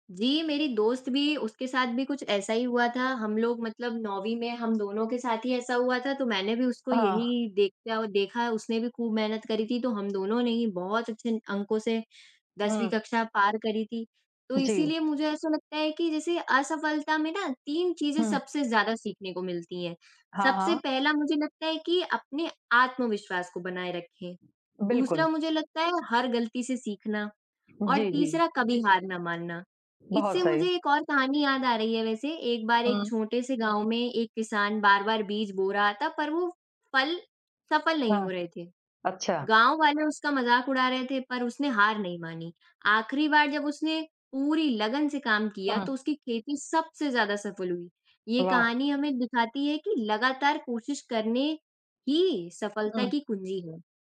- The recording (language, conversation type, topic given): Hindi, unstructured, असफलता से आपने क्या सीखा है?
- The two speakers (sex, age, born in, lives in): female, 18-19, India, India; female, 25-29, India, India
- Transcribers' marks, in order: none